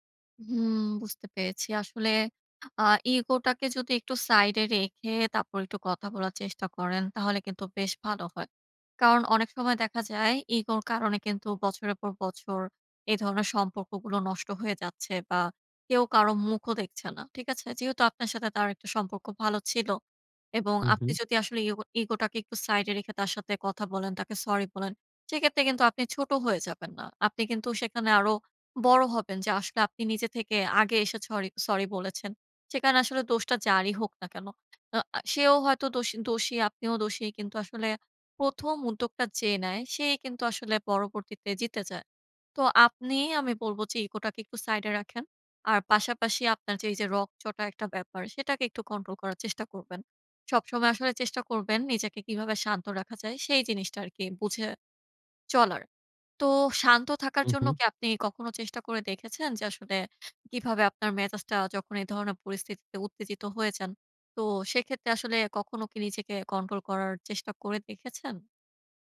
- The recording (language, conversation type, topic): Bengali, advice, পার্টি বা উৎসবে বন্ধুদের সঙ্গে ঝগড়া হলে আমি কীভাবে শান্তভাবে তা মিটিয়ে নিতে পারি?
- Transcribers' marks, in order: "সরি-" said as "ছরি"